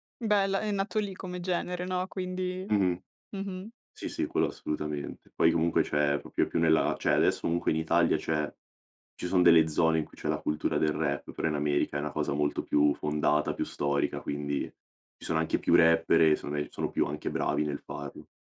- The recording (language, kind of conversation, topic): Italian, podcast, Come è cambiato nel tempo il tuo gusto musicale?
- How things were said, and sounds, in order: "proprio" said as "propio"; "cioè" said as "ceh"; tapping